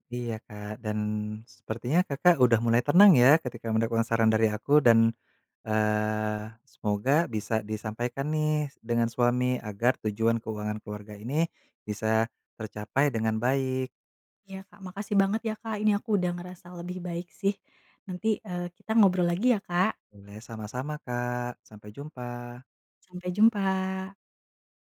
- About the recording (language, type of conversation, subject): Indonesian, advice, Mengapa saya sering bertengkar dengan pasangan tentang keuangan keluarga, dan bagaimana cara mengatasinya?
- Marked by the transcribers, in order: none